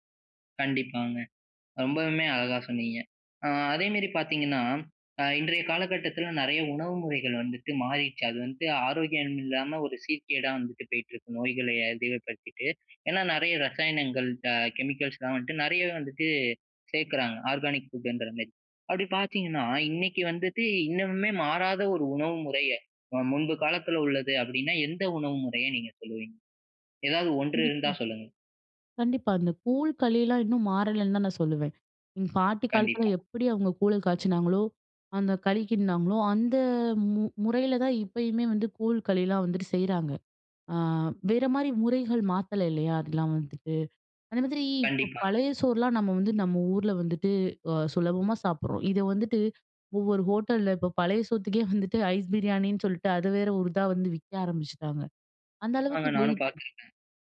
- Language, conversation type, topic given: Tamil, podcast, உங்கள் ஊரில் உங்களால் மறக்க முடியாத உள்ளூர் உணவு அனுபவம் எது?
- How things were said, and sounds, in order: in English: "கெமிக்கல்ஸ்லாம்"; in English: "ஆர்கானிக் ஃபுட்டுன்றமாரி"; drawn out: "அந்த"; other background noise; laughing while speaking: "பழைய சோத்த்துக்கே வந்துட்டு ஐஸ் பிரியாணின்னு சொல்ட்டு"; in English: "ஐஸ்"; "போயிடுச்சு" said as "போயிட்"